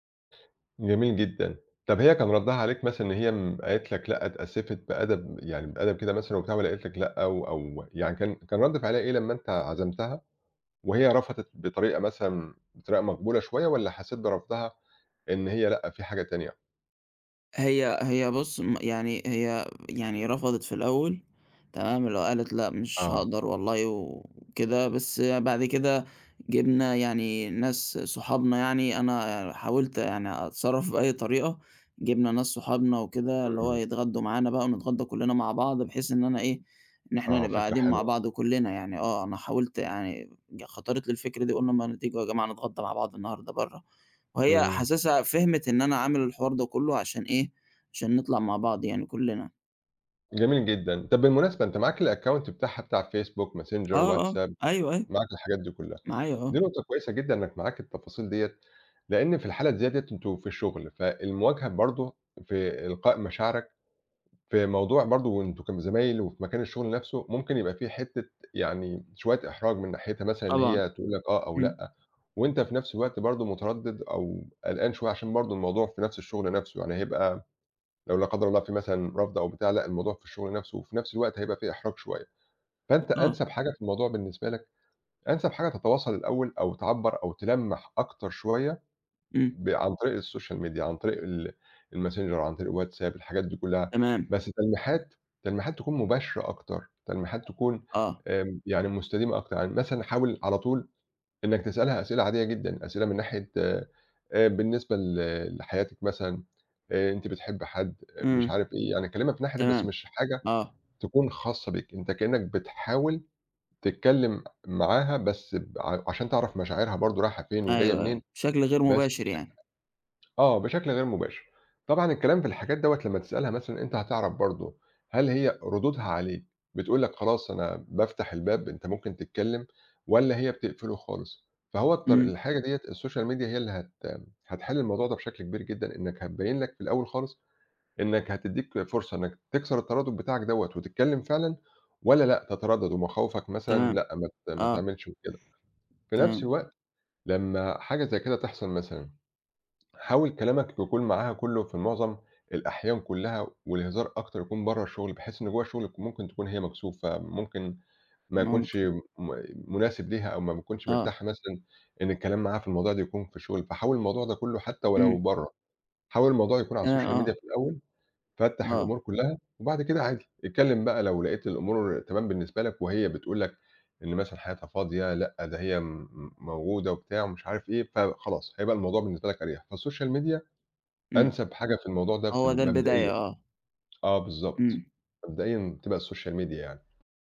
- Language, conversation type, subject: Arabic, advice, إزاي أقدر أتغلب على ترددي إني أشارك مشاعري بجد مع شريكي العاطفي؟
- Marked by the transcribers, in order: in English: "الaccount"; in English: "الsocial media"; in English: "الsocial media"; tapping; in English: "الsocial media"; in English: "فالsocial media"; in English: "الsocial media"